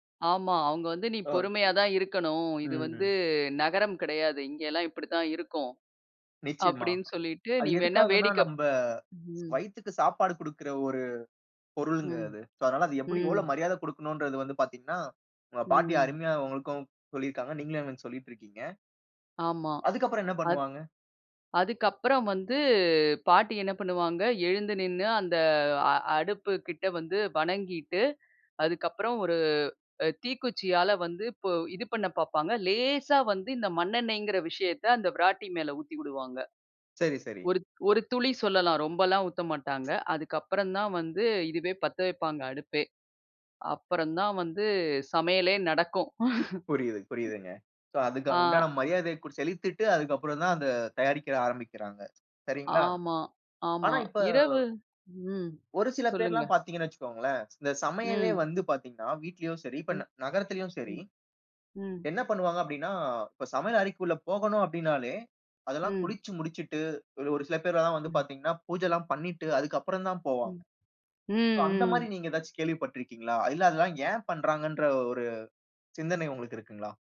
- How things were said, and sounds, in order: other noise; in English: "சோ"; tapping; in English: "சோ"; laugh; in English: "சோ"
- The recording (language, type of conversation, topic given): Tamil, podcast, சமையலைத் தொடங்குவதற்கு முன் உங்கள் வீட்டில் கடைப்பிடிக்கும் மரபு என்ன?